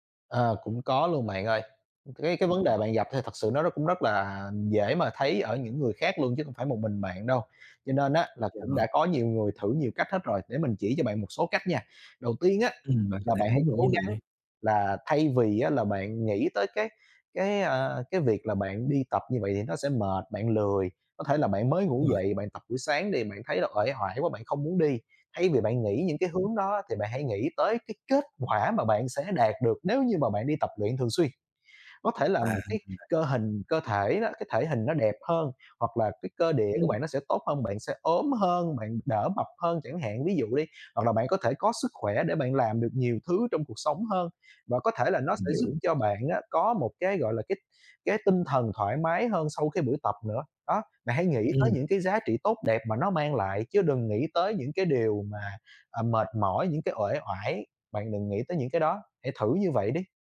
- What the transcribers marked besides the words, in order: unintelligible speech; other background noise
- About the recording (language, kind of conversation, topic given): Vietnamese, advice, Làm sao duy trì tập luyện đều đặn khi lịch làm việc quá bận?